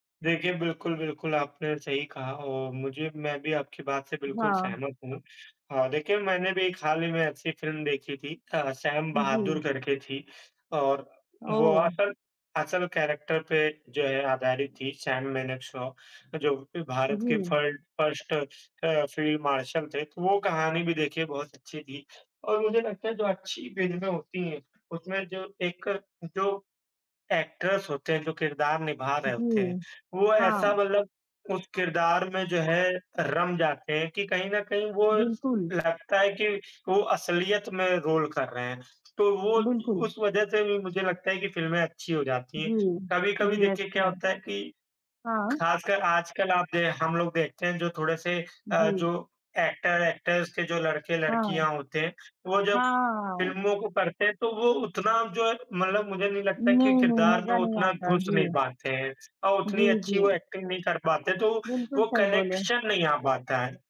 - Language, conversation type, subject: Hindi, unstructured, आपको कौन-सी फिल्में हमेशा याद रहती हैं और क्यों?
- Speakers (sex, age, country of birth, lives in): male, 18-19, India, India; male, 25-29, India, India
- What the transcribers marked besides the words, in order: in English: "कैरेक्टर"; in English: "फ़र्ड फ़र्स्ट"; in English: "एक्टर्स"; in English: "रोल"; in English: "एक्टर-एक्टर्स"; in English: "एक्टिंग"; in English: "कनेक्शन"